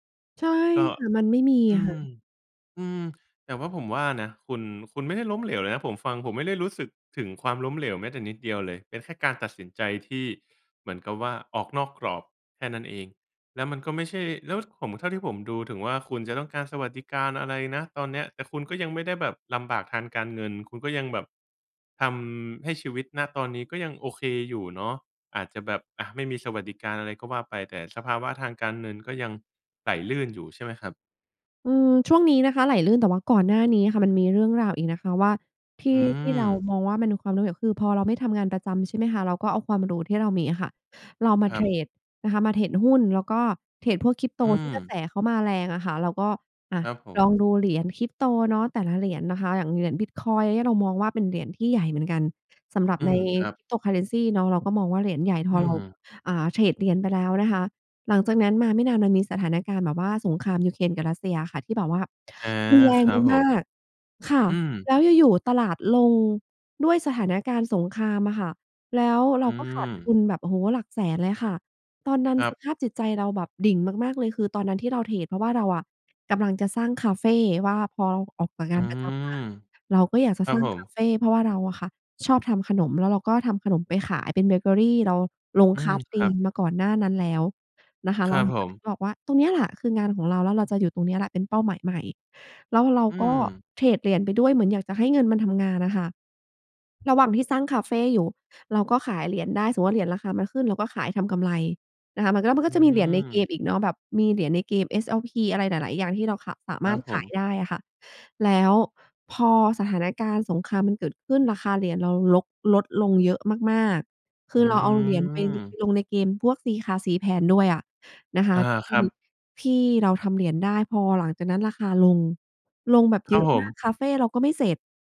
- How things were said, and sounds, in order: unintelligible speech; unintelligible speech
- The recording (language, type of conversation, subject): Thai, advice, ความล้มเหลวในอดีตทำให้คุณกลัวการตั้งเป้าหมายใหม่อย่างไร?